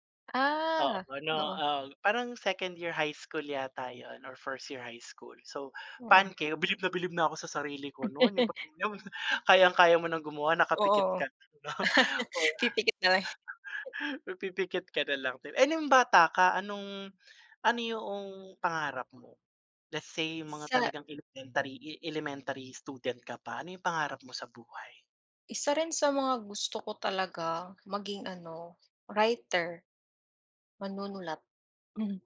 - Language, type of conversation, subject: Filipino, unstructured, Ano ang pinakamahalagang pangarap mo sa buhay?
- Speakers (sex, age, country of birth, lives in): female, 25-29, Philippines, Philippines; male, 45-49, Philippines, Philippines
- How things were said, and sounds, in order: chuckle; chuckle; chuckle; other noise; tapping